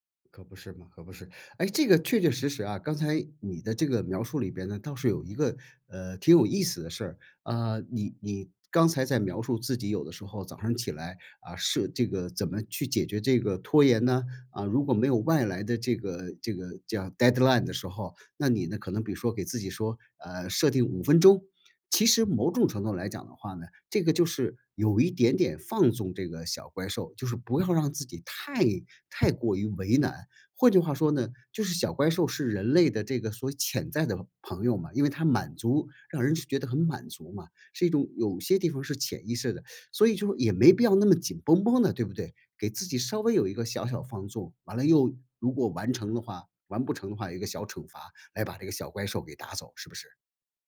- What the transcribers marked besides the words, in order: in English: "deadline"
- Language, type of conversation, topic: Chinese, podcast, 你在拖延时通常会怎么处理？